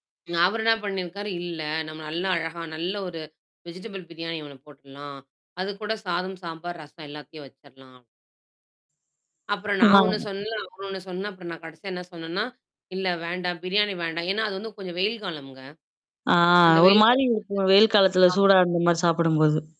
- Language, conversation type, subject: Tamil, podcast, பெரிய விருந்துக்கான உணவுப் பட்டியலை நீங்கள் எப்படி திட்டமிடுகிறீர்கள்?
- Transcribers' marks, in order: mechanical hum; distorted speech; other background noise; static; tapping; unintelligible speech